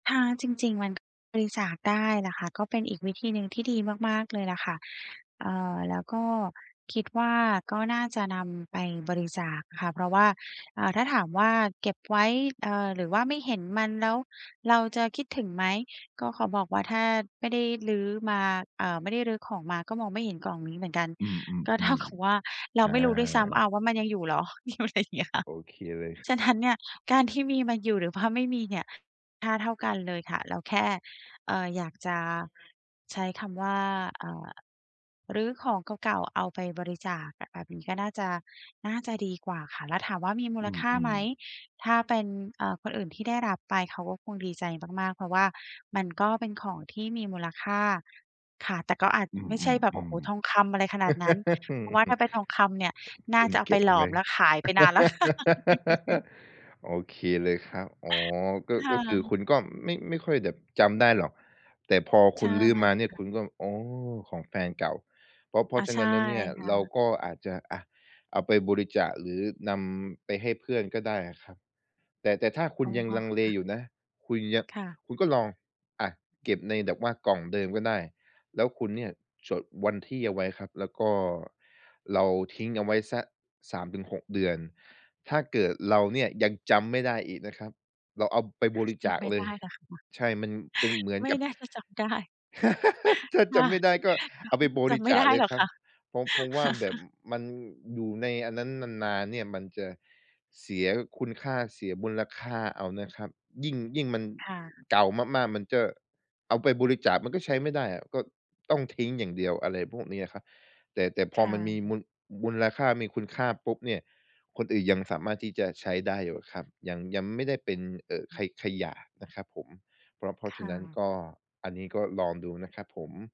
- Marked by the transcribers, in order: tapping; other background noise; laughing while speaking: "เท่ากับ"; laughing while speaking: "มันเป็นอย่างเงี้ยค่ะ"; chuckle; laughing while speaking: "ค่ะ"; chuckle; chuckle; chuckle; laughing while speaking: "จำไม่ได้หรอกค่ะ"; chuckle
- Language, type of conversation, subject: Thai, advice, ฉันควรเก็บหรือทิ้งสิ่งของชิ้นนี้ดี?